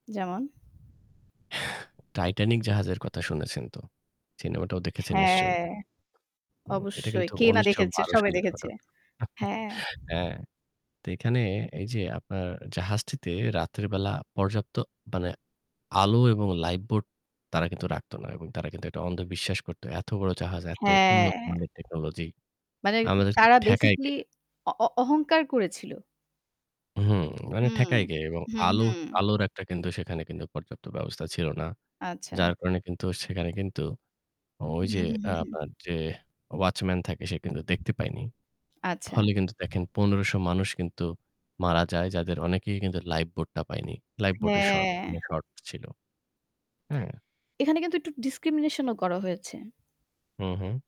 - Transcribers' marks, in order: static; other background noise; distorted speech; in English: "ডিসক্রিমিনেশন"
- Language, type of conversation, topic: Bengali, unstructured, ইতিহাসে কোন ভুল সিদ্ধান্তটি সবচেয়ে বড় প্রভাব ফেলেছে বলে আপনি মনে করেন?